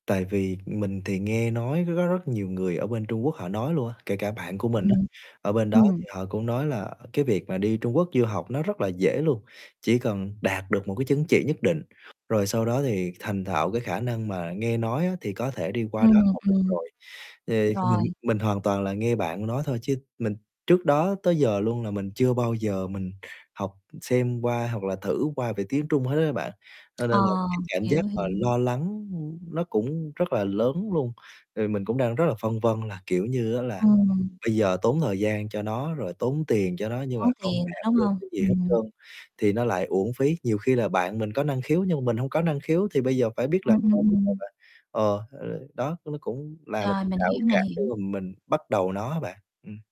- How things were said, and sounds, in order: static; distorted speech; tapping; unintelligible speech
- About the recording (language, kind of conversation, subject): Vietnamese, advice, Vì sao bạn sợ thử điều mới vì lo thất bại?